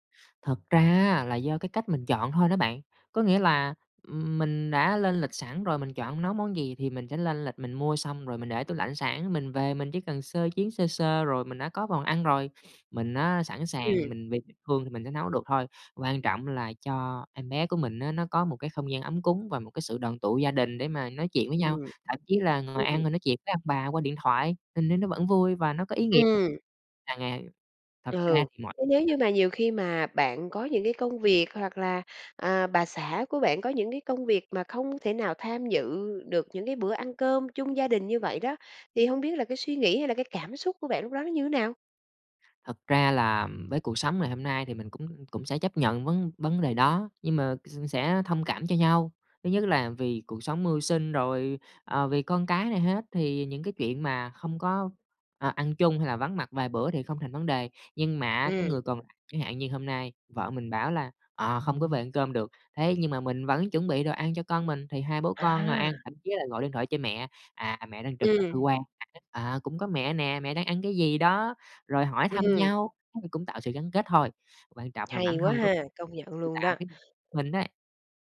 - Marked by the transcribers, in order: tapping; sniff; other background noise; unintelligible speech; unintelligible speech
- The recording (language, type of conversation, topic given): Vietnamese, podcast, Bạn thường tổ chức bữa cơm gia đình như thế nào?